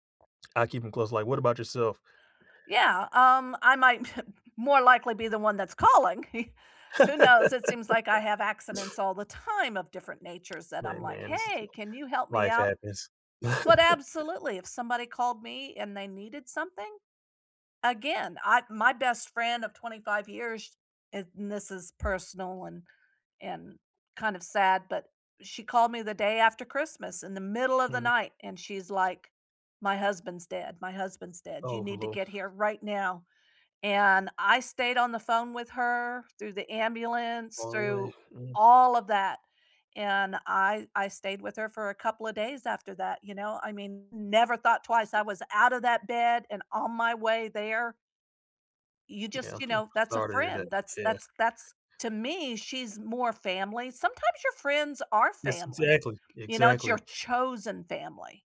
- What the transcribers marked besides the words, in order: chuckle; other background noise; chuckle; laugh; stressed: "time"; laugh; stressed: "all"; stressed: "never"; stressed: "chosen"
- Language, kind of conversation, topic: English, unstructured, How do you build friendships as an adult when your schedule and priorities keep changing?
- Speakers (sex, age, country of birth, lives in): female, 55-59, United States, United States; male, 20-24, United States, United States